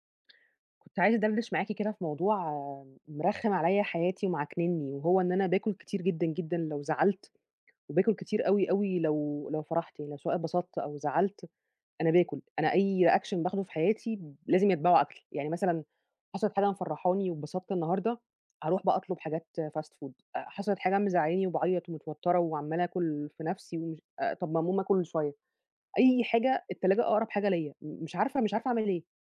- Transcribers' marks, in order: tapping; in English: "reaction"; in English: "fast food"; "أقوم" said as "أموم"
- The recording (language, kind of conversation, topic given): Arabic, advice, ليه باكل كتير لما ببقى متوتر أو زعلان؟